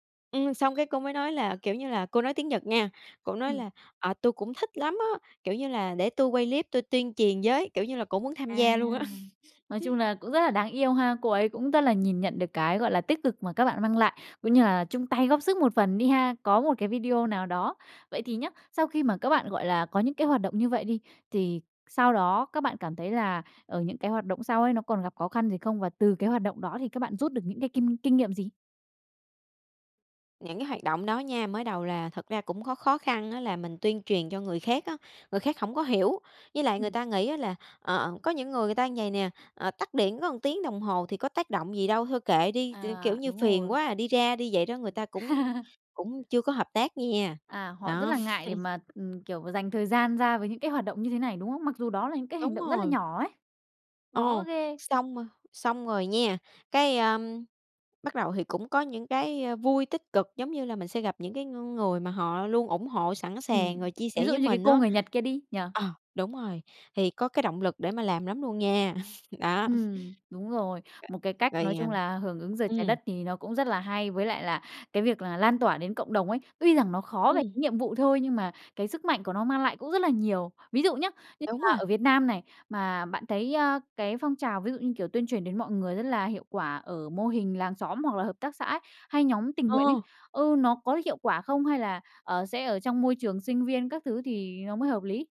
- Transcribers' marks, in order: horn; tapping; laugh; other background noise; laugh; laugh; laugh; other noise
- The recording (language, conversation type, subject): Vietnamese, podcast, Bạn nghĩ gì về vai trò của cộng đồng trong việc bảo vệ môi trường?